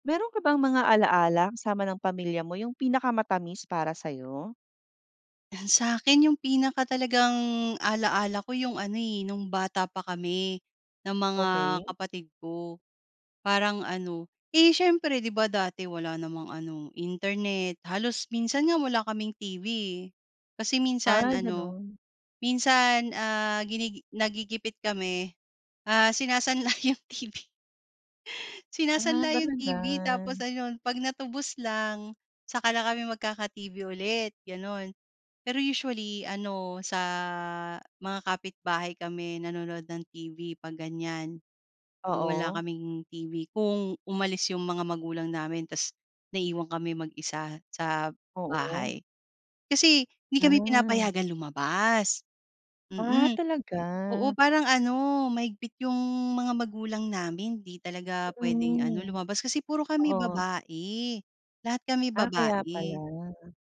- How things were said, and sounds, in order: laughing while speaking: "sinasanla yung T-V"
- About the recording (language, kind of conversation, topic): Filipino, podcast, Anong alaala ng pamilya ang pinakamatamis para sa’yo?